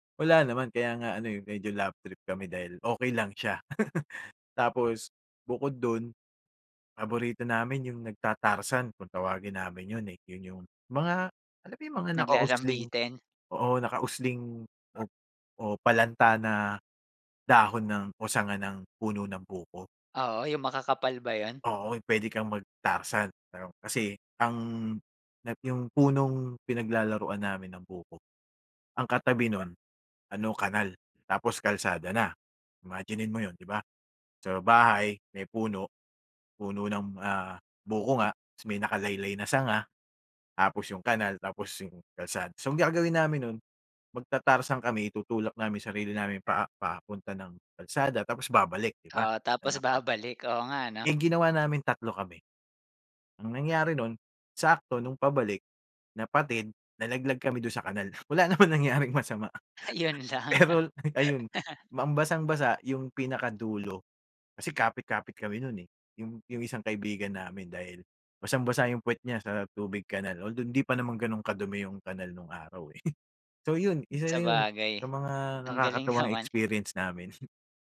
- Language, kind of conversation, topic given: Filipino, podcast, Ano ang paborito mong alaala noong bata ka pa?
- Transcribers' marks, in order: chuckle; dog barking; laughing while speaking: "wala naman nangyaring masama"; chuckle